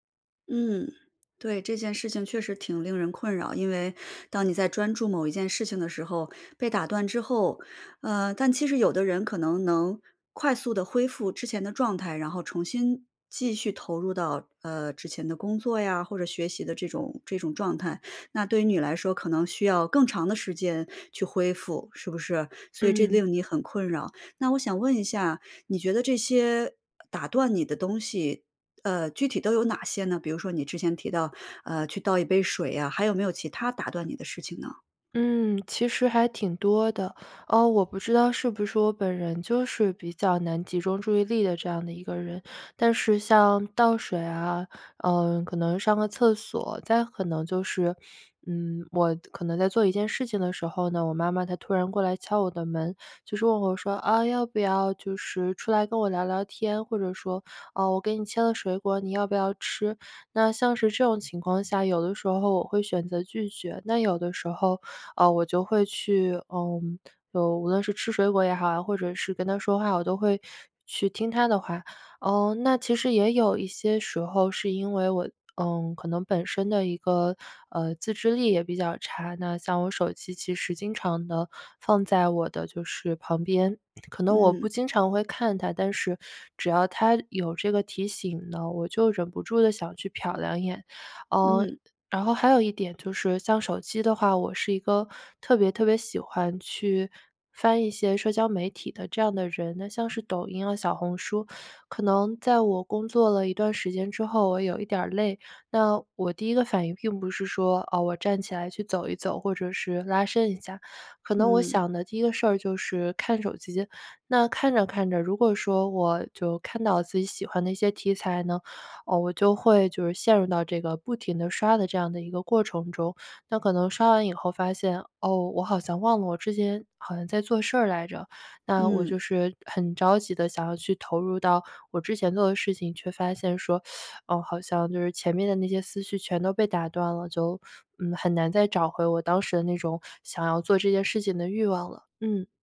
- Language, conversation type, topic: Chinese, advice, 为什么我总是频繁被打断，难以进入专注状态？
- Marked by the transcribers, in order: teeth sucking